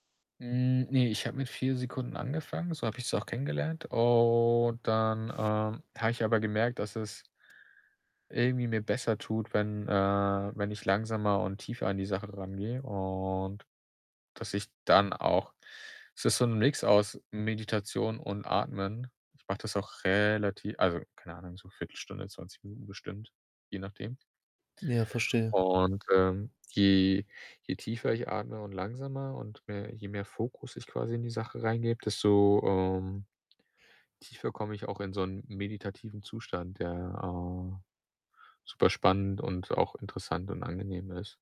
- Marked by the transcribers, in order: other background noise; drawn out: "Und"
- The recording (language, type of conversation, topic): German, podcast, Wie integrierst du Atemübungen oder Achtsamkeit in deinen Alltag?